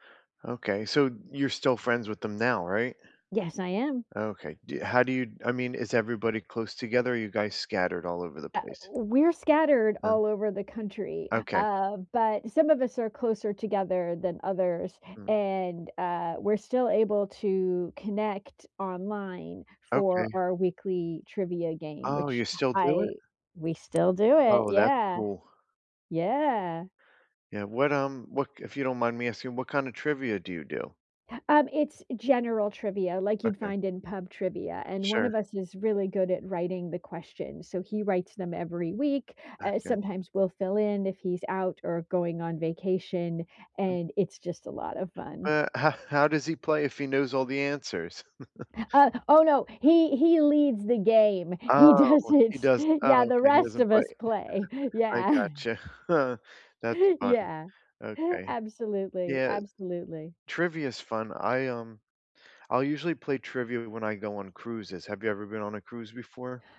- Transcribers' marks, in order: tapping; other background noise; laughing while speaking: "how"; chuckle; gasp; laughing while speaking: "He does it"; giggle; laughing while speaking: "gotcha"; laughing while speaking: "Yeah"; chuckle; inhale
- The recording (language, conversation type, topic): English, unstructured, What makes someone a good friend, in your opinion?
- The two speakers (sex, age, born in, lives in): female, 50-54, United States, United States; male, 40-44, United States, United States